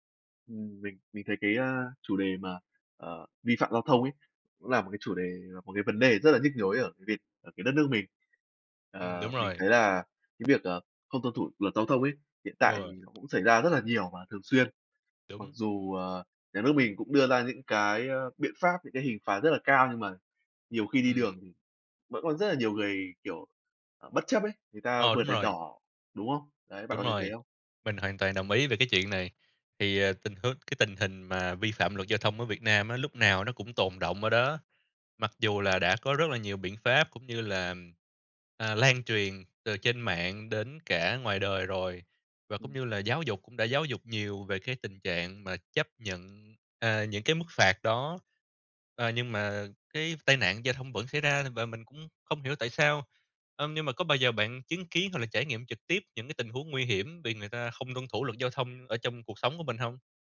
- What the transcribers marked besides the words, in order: tapping; other background noise
- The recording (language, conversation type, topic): Vietnamese, unstructured, Bạn cảm thấy thế nào khi người khác không tuân thủ luật giao thông?